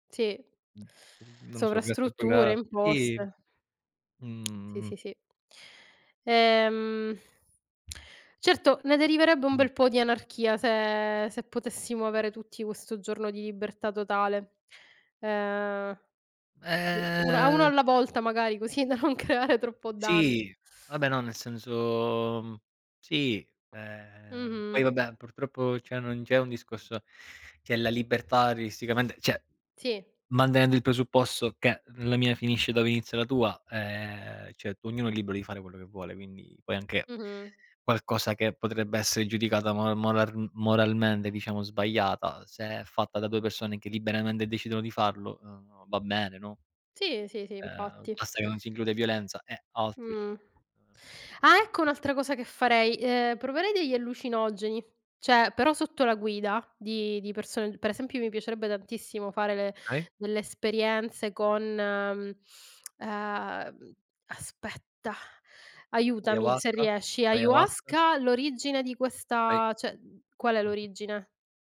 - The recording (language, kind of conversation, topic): Italian, unstructured, Se potessi avere un giorno di libertà totale, quali esperienze cercheresti?
- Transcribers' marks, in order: teeth sucking; exhale; other background noise; laughing while speaking: "così da non creare"; "artisticamente" said as "risticamente"; "cioè" said as "ceh"; "mantenendo" said as "mandenendo"; tapping; "liberamente" said as "liberamende"; "Cioè" said as "ceh"; "cioè" said as "ceh"